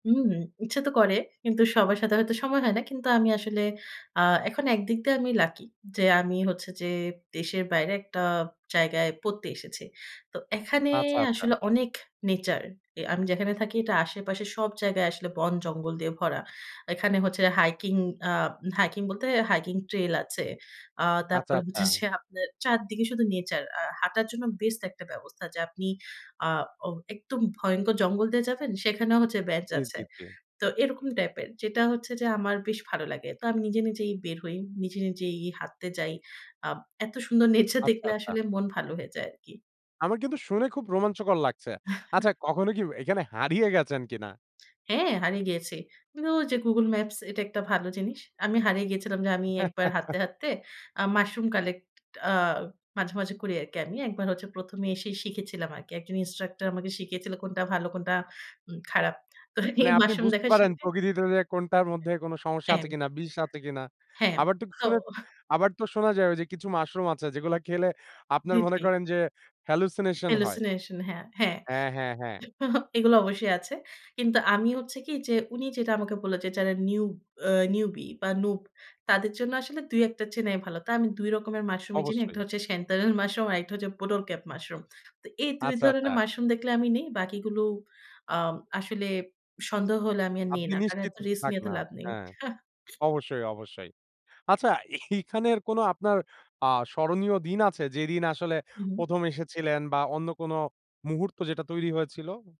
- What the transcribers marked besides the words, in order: laughing while speaking: "হচ্ছে যে"; laughing while speaking: "নেচার"; chuckle; giggle; laughing while speaking: "তো এই মাশরুম দেখা শিখে"; tapping; chuckle; chuckle; other background noise
- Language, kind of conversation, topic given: Bengali, podcast, প্রকৃতির সঙ্গে তোমার সবচেয়ে প্রিয় কোনো স্মৃতি কি তুমি আমাদের সঙ্গে ভাগ করে নেবে?
- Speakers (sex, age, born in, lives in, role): female, 25-29, Bangladesh, Finland, guest; male, 25-29, Bangladesh, Bangladesh, host